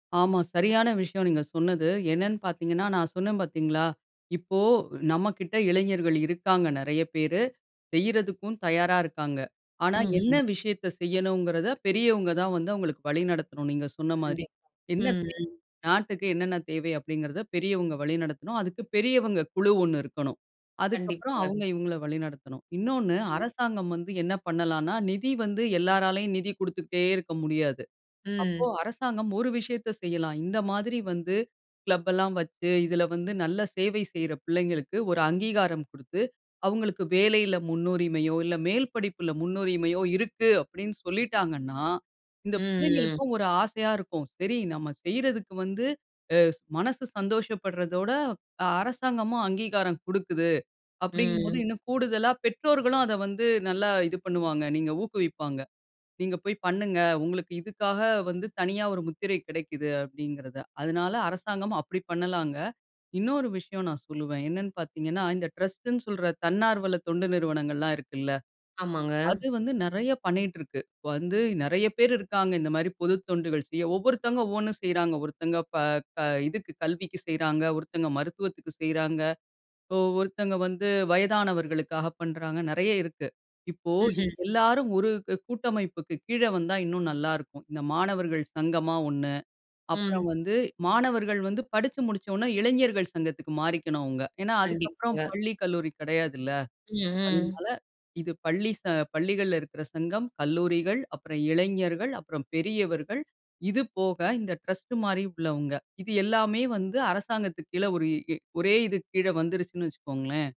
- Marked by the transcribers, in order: "விஷயத்தை செய்யணும்ங்கிறதை" said as "விஷயத்த செய்யணும்ங்கிறத"; "அப்படிங்கிறதை" said as "அப்டிங்கிறத"; "விஷயத்தை" said as "விஷயத்த"; in English: "கிளப்"; "அப்படிங்கிறதை" said as "அப்டிங்கிறத"; in English: "ட்ரஸ்ட்டு"; "பண்ணுறாங்க" said as "பண்றாங்க"; in English: "டிரஸ்ட்"
- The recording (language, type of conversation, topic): Tamil, podcast, இளைஞர்களை சமுதாயத்தில் ஈடுபடுத்த என்ன செய்யலாம்?